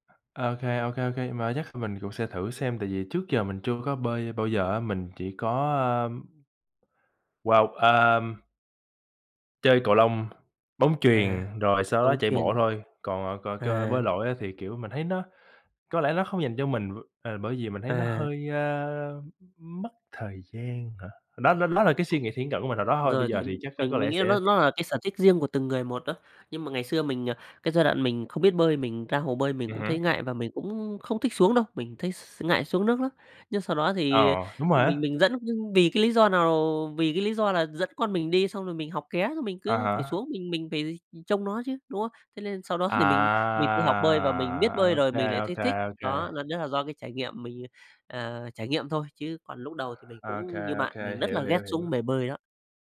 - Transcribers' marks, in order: tapping; other background noise; laughing while speaking: "đó"; drawn out: "À!"
- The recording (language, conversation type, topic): Vietnamese, unstructured, Bạn làm thế nào để cân bằng giữa công việc và cuộc sống?